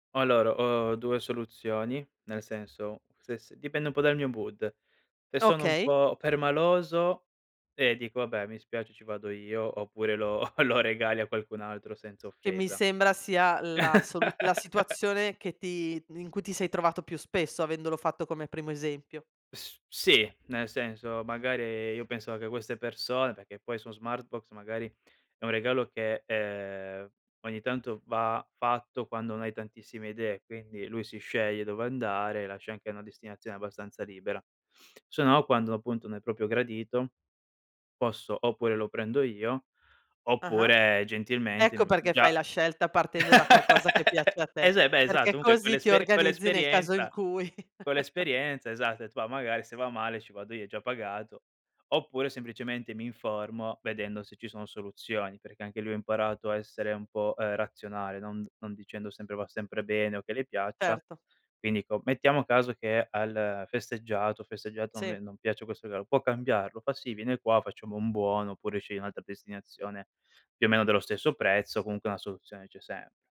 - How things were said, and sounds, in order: in English: "mood"; laughing while speaking: "lo"; chuckle; "proprio" said as "propio"; laugh; tapping; chuckle
- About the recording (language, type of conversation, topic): Italian, podcast, Preferisci le esperienze o gli oggetti materiali, e perché?